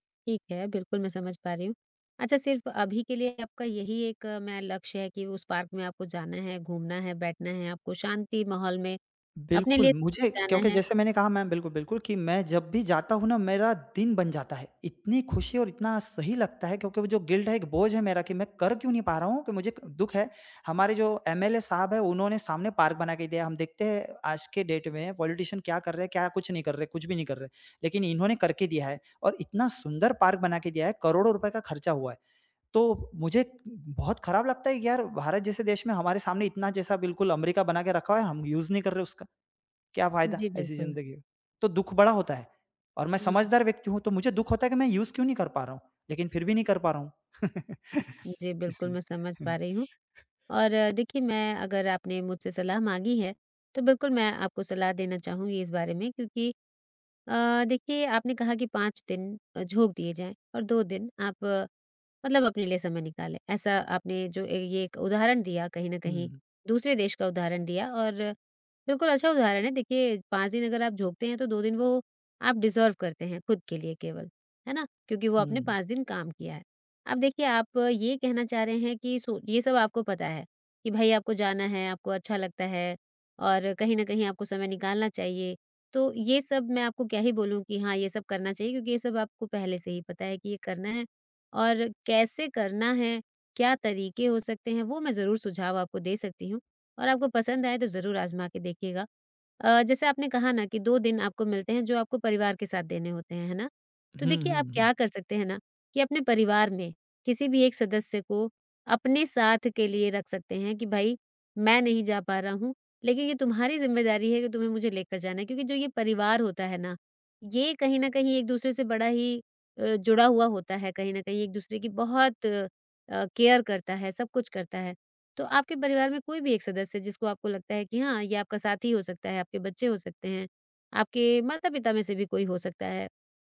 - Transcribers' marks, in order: in English: "पार्क"; other background noise; tapping; in English: "गिल्ट"; in English: "एम एल ए"; in English: "पार्क"; in English: "डेट"; in English: "पॉलिटिशियन"; in English: "पार्क"; in English: "यूज़"; in English: "यूज़"; chuckle; laughing while speaking: "इसलिए"; chuckle; in English: "डिज़र्व"; in English: "केयर"
- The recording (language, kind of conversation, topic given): Hindi, advice, आप समय का गलत अनुमान क्यों लगाते हैं और आपकी योजनाएँ बार-बार क्यों टूट जाती हैं?
- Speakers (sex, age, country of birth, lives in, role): female, 40-44, India, India, advisor; male, 35-39, India, India, user